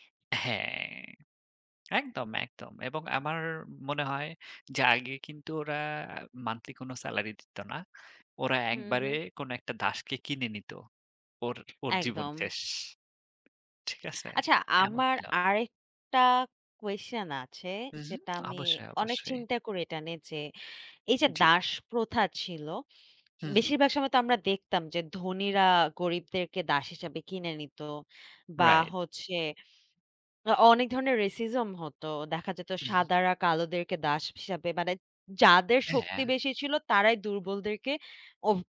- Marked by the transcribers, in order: in English: "racism"
- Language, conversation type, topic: Bengali, unstructured, প্রাচীন সমাজে দাসপ্রথা কেন চালু ছিল?